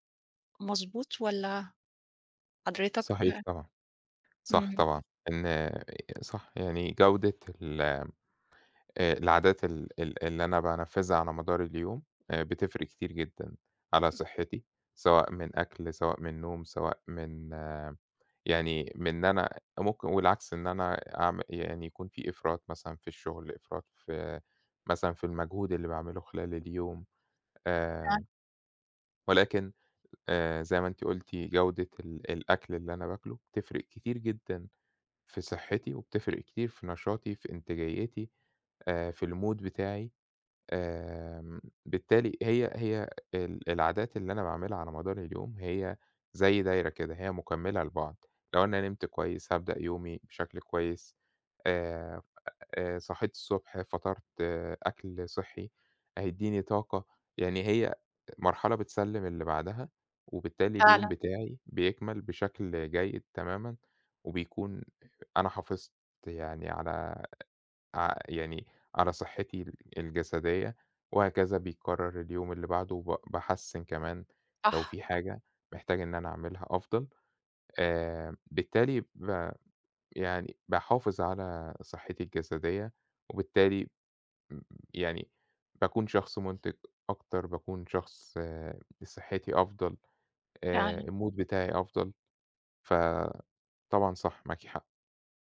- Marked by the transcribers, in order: tapping; other noise; in English: "المود"; in English: "المود"
- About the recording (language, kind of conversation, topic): Arabic, unstructured, إزاي بتحافظ على صحتك الجسدية كل يوم؟
- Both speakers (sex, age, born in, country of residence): female, 40-44, Egypt, Portugal; male, 30-34, Egypt, Spain